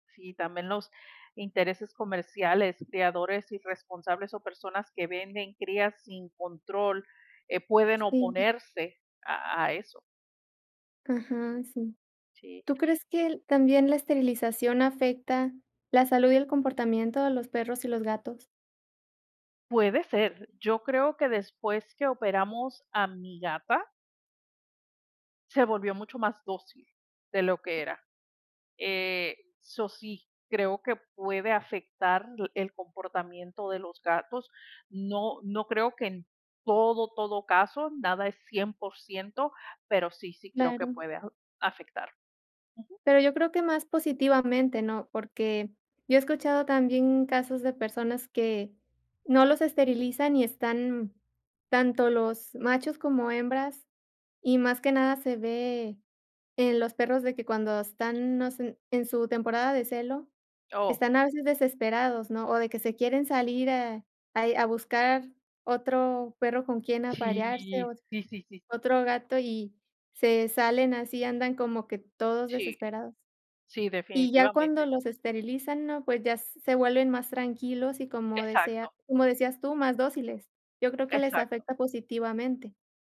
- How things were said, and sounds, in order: tapping; other noise
- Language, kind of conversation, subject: Spanish, unstructured, ¿Debería ser obligatorio esterilizar a los perros y gatos?